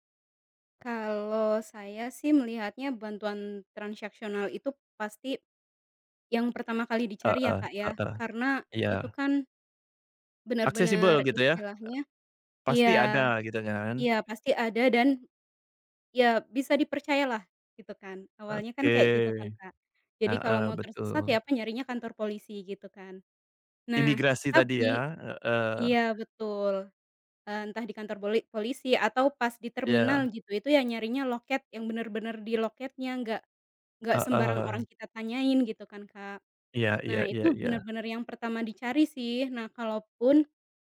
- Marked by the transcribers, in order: other background noise
- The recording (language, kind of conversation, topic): Indonesian, podcast, Pernahkah kamu bertemu orang asing yang membantumu saat sedang kesulitan, dan bagaimana ceritanya?